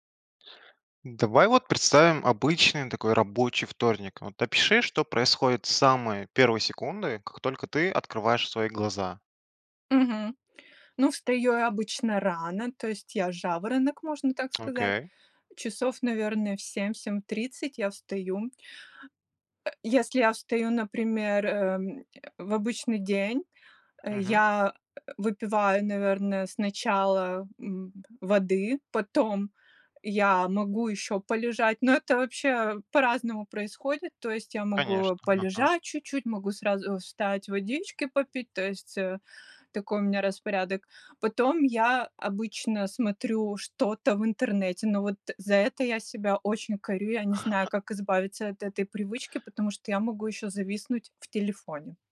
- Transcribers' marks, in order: grunt; chuckle; tapping
- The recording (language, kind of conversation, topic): Russian, podcast, Как начинается твой обычный день?